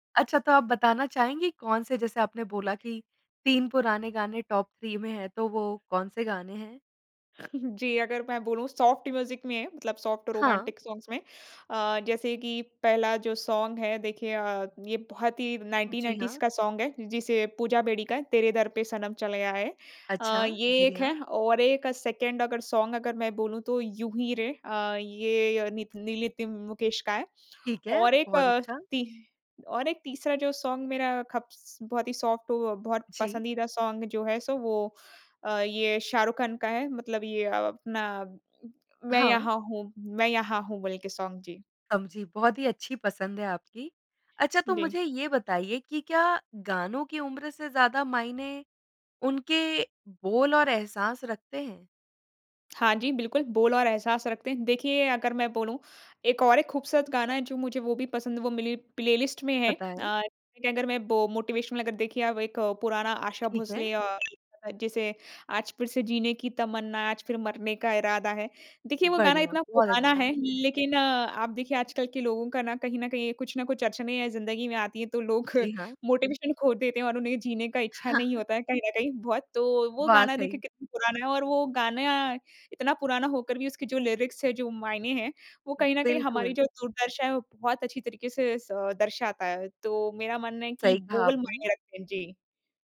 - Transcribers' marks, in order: in English: "टॉप थ्री"; chuckle; in English: "सॉफ़्ट म्यूज़िक"; in English: "सॉफ़्ट रोमांटिक सॉन्ग्स"; in English: "सॉन्ग"; in English: "नाइन्टीन नाइन्टीज़"; in English: "सॉन्ग"; in English: "सेकंड"; in English: "सॉन्ग"; in English: "सॉन्ग"; in English: "सॉफ़्ट"; in English: "सॉन्ग"; in English: "सॉन्ग"; "मेरी" said as "मिली"; in English: "मोटिवेशनल"; tapping; background speech; in English: "मोटिवेशन"; laughing while speaking: "हाँ"; in English: "लीरिक्स"
- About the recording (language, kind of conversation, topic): Hindi, podcast, साझा प्लेलिस्ट में पुराने और नए गानों का संतुलन कैसे रखते हैं?